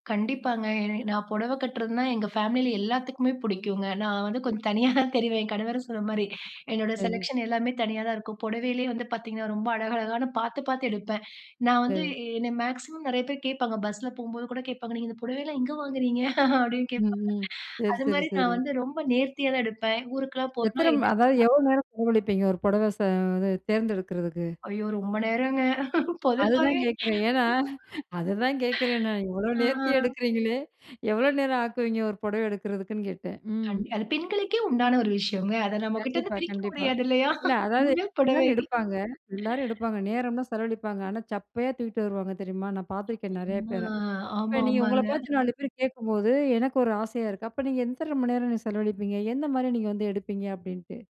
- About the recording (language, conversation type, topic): Tamil, podcast, உங்கள் கலாச்சாரம் உங்கள் உடைத் தேர்விலும் அணிவகைத் தோற்றத்திலும் எப்படிப் பிரதிபலிக்கிறது?
- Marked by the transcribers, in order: in English: "ஃபேமிலியில"; tapping; laughing while speaking: "தனியா தான் தெரிவேன்"; in English: "செலெக்ஷன்"; in English: "மேக்ஸிமம்"; laugh; laugh; chuckle; laugh; drawn out: "ஆ"; laughing while speaking: "பெண்கள், புடவை"; drawn out: "ஆ"; "எத்தன" said as "எந்தன"